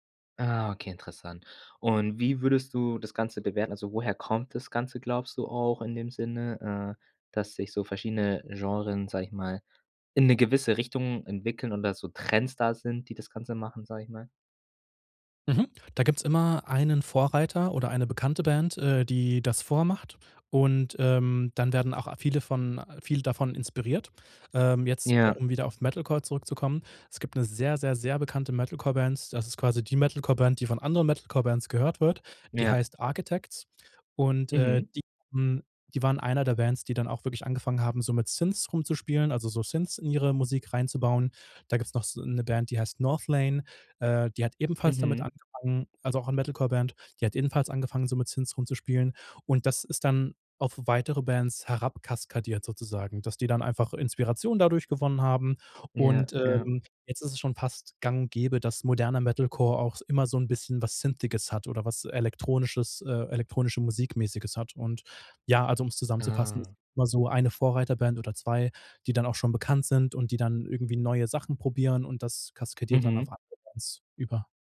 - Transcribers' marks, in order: unintelligible speech
- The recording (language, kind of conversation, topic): German, podcast, Was macht ein Lied typisch für eine Kultur?